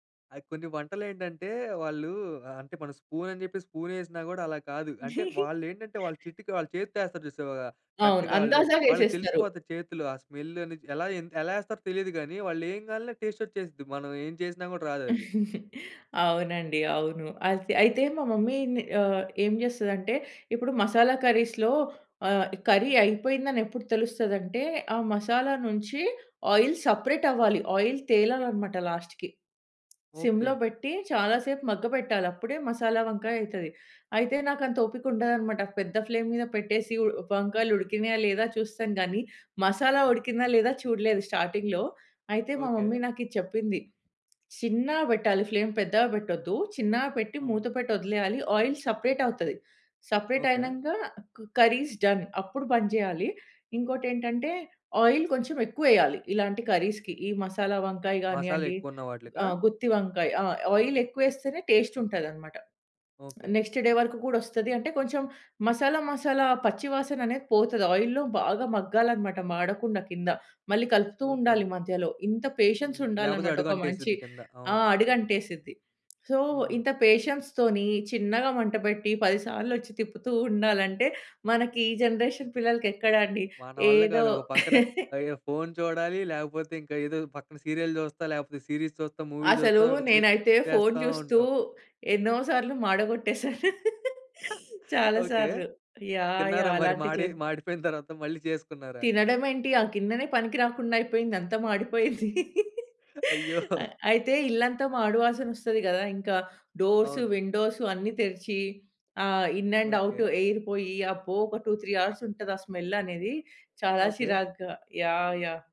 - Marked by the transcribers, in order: giggle; in English: "కరెక్ట్‌గా"; in Hindi: "అందాజా"; in English: "స్మెల్"; in English: "టేస్ట్"; chuckle; in English: "మమ్మీ"; in English: "కర్రీస్‌లో"; in English: "కర్రీ"; in English: "ఆయిల్"; in English: "ఆయిల్"; in English: "లాస్ట్‌కి. సిమ్‌లో"; other background noise; in English: "ఫ్లేమ్"; in English: "స్టార్టింగ్‌లో"; in English: "మమ్మీ"; in English: "ఫ్లేమ్"; in English: "ఆయిల్ సెపరేట్"; in English: "కర్రీ ఇజ్ డన్"; in Hindi: "బంద్"; in English: "ఆయిల్"; in English: "కర్రీస్‌కి"; in English: "ఆయిల్"; in English: "టెస్ట్"; in English: "నెక్స్ట్ డే"; in English: "పేషెన్స్"; tapping; in English: "సో"; in English: "పేషెన్స్‌తోని"; in English: "జనరేషన్"; laugh; in English: "సీరీస్"; in English: "మూవీ"; laugh; laughing while speaking: "ఓకే. తిన్నారా మరి? మాడి మాడిపోయిన తర్వాత మళ్ళి చేసుకున్నారా?"; chuckle; laugh; in English: "డోర్స్, విండోస్"; in English: "ఇన్ అండ్, ఔట్ ఎయిర్"; in English: "స్మెల్"
- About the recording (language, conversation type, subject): Telugu, podcast, అమ్మ వండే వంటల్లో మీకు ప్రత్యేకంగా గుర్తుండే విషయం ఏమిటి?